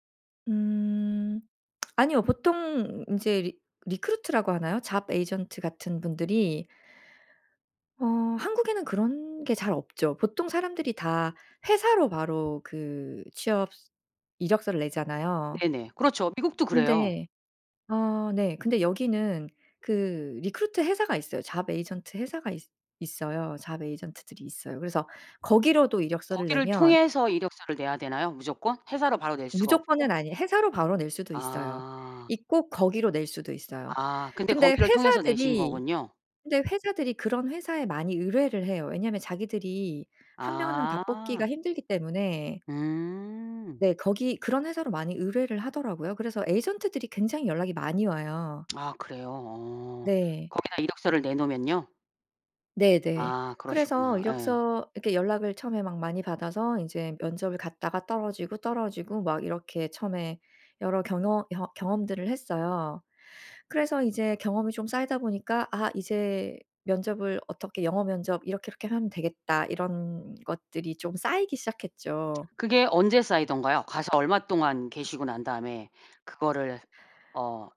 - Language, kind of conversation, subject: Korean, podcast, 인생을 바꾼 작은 결정이 있다면 무엇이었나요?
- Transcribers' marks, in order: lip smack; tapping; in English: "리크루트라고"; in English: "잡 에이전트"; in English: "리크루트"; in English: "잡 에이전트"; in English: "잡 에이전트들이"; other background noise; in English: "에이전트들이"